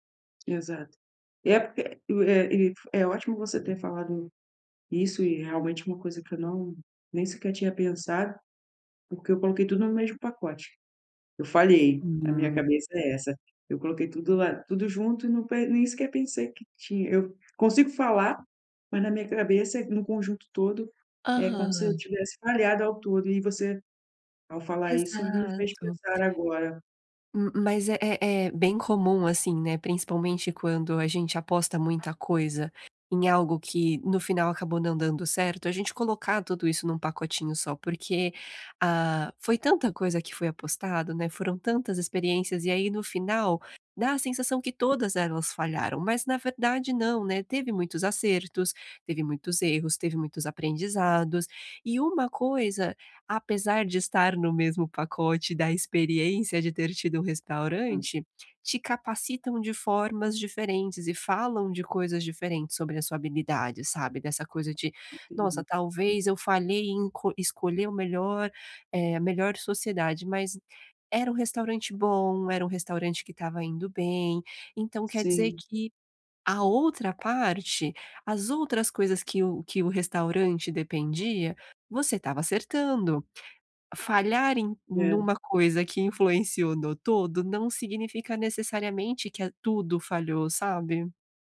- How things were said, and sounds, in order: tapping; other background noise; unintelligible speech
- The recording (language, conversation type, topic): Portuguese, advice, Como posso lidar com o medo e a incerteza durante uma transição?
- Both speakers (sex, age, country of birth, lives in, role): female, 30-34, Brazil, Sweden, advisor; female, 40-44, Brazil, Portugal, user